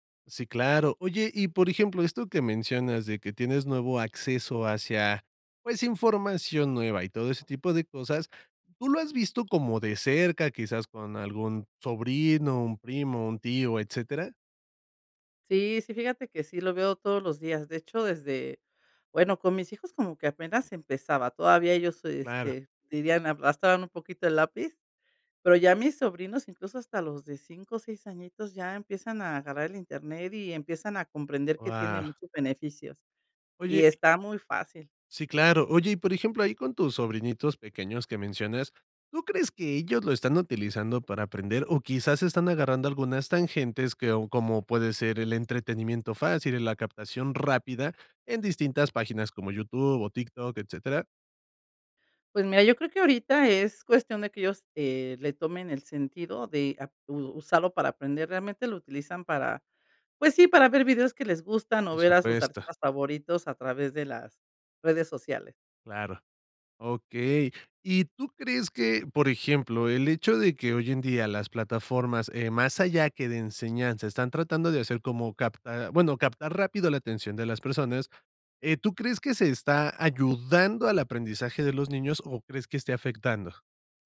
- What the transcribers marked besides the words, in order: none
- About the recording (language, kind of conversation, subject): Spanish, podcast, ¿Qué opinas de aprender por internet hoy en día?